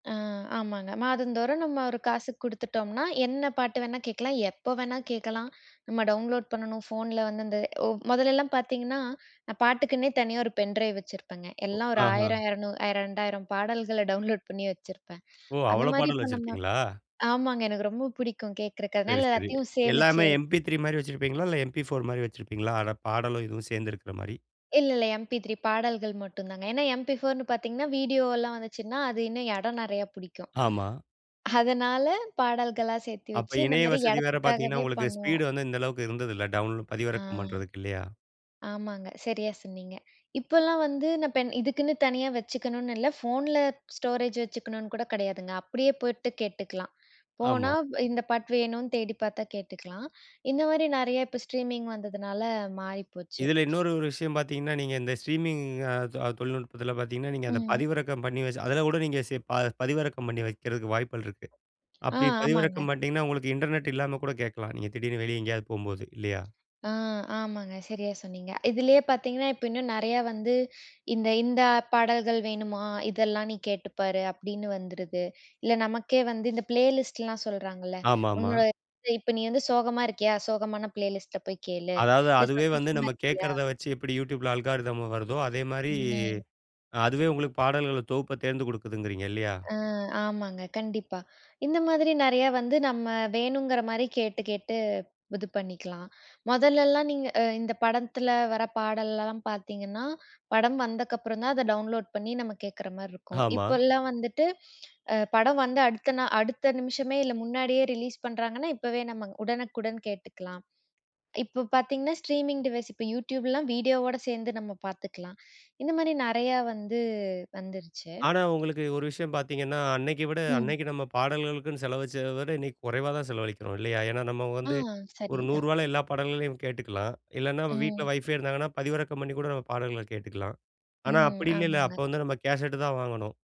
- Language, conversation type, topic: Tamil, podcast, இணைய வழி ஒலிபரப்புகள் வந்ததிலிருந்து நம்முடைய கேட்புப் பழக்கம் எப்படி மாறிவிட்டது?
- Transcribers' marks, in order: in English: "டவுன்லோட்"; in English: "பென் டிரைவ்"; in English: "டவுன்லோட்"; other background noise; other noise; in English: "ஸ்பீட்"; in English: "டவுன்"; in English: "ஸ்டோரேஜ்"; in English: "ஸ்ட்ரீமிங்"; in English: "ஸ்டிரிமிங்க"; in English: "இன்டர்நெட்"; in English: "பிளேலிஸ்ட்"; in English: "பிளேலிஸ்ட்ட"; in English: "அல்கோரிதம"; in English: "டவுன்லோட்"; in English: "ஸ்ட்ரீமிங் டிவைஸ்"; "இருந்துதுன்னா" said as "இருந்தாங்கன்னா"